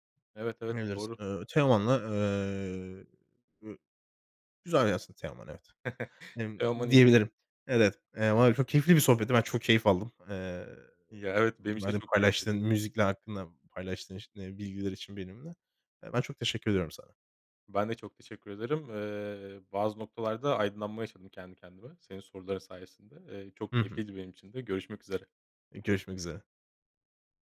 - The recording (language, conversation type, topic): Turkish, podcast, Müzik dinlerken ruh halin nasıl değişir?
- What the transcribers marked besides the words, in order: unintelligible speech; chuckle; chuckle; tapping